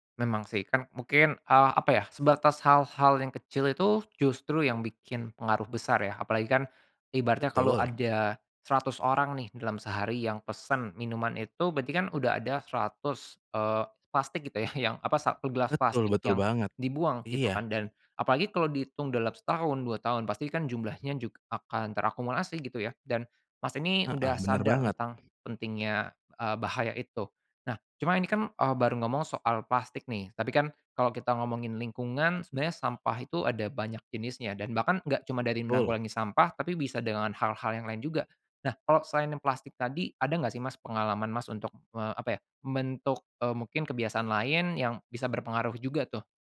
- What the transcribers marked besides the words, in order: none
- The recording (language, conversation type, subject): Indonesian, podcast, Menurut kamu, langkah kecil apa yang paling berdampak untuk bumi?